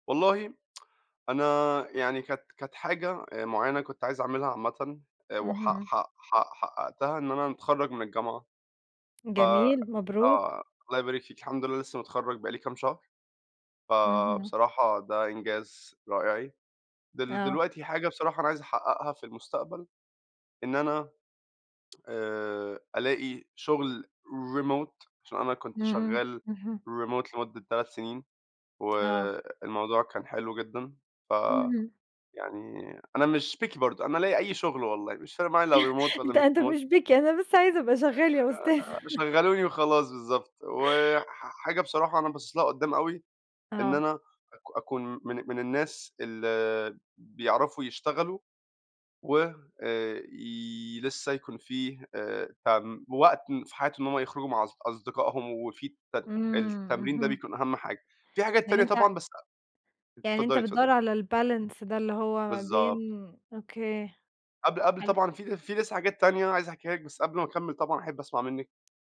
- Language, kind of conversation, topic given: Arabic, unstructured, إيه الإنجاز اللي نفسك تحققه خلال خمس سنين؟
- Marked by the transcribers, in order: tapping; in English: "Remote"; in English: "Remote"; in English: "Picky"; in English: "Remote"; chuckle; laughing while speaking: "أنت أنت مش Picky أنا بس عايز أبقى شغال يا أستاذ"; in English: "Remote"; in English: "Picky"; chuckle; in English: "الBalance"